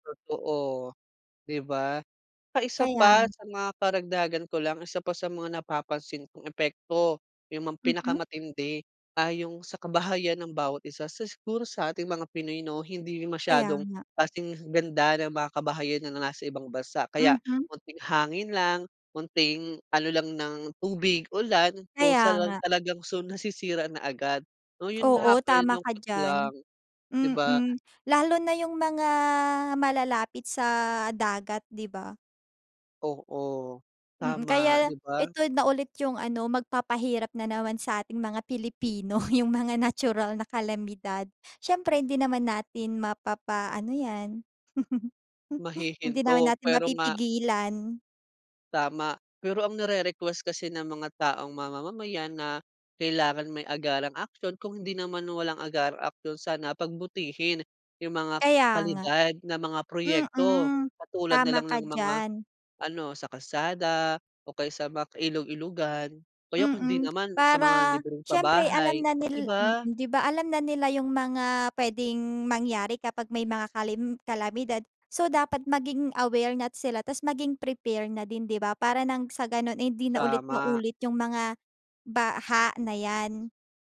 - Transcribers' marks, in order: unintelligible speech; laughing while speaking: "yung mga natural"; gasp; chuckle; other background noise; "na" said as "nat"
- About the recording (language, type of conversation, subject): Filipino, unstructured, Paano mo tinitingnan ang mga epekto ng mga likás na kalamidad?
- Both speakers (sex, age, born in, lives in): female, 20-24, Philippines, Philippines; male, 25-29, Philippines, Philippines